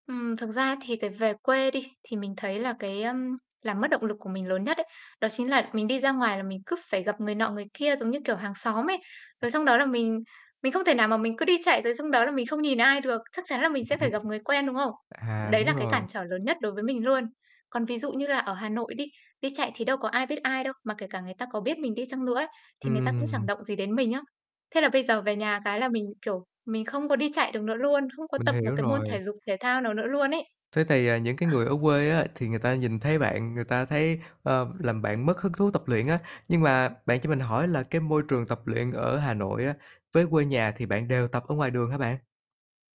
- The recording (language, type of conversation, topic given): Vietnamese, advice, Làm thế nào để tôi có động lực tập thể dục đều đặn hơn?
- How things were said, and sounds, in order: distorted speech; unintelligible speech; other noise; tapping